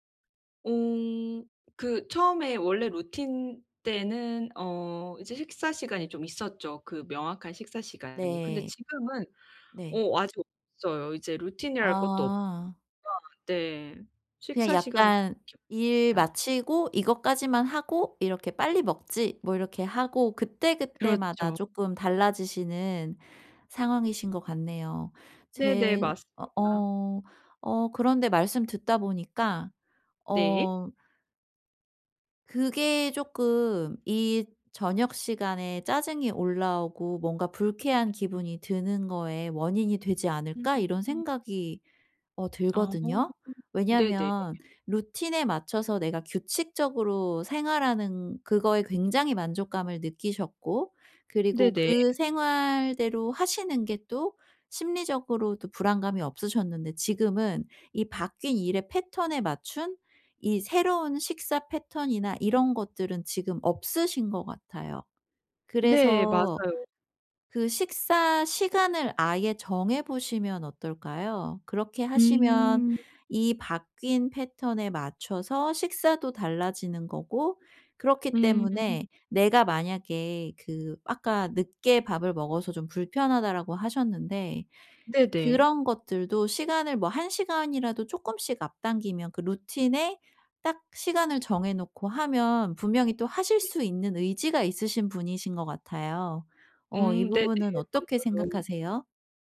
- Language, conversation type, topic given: Korean, advice, 저녁에 마음을 가라앉히는 일상을 어떻게 만들 수 있을까요?
- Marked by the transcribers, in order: other background noise; unintelligible speech; unintelligible speech; tapping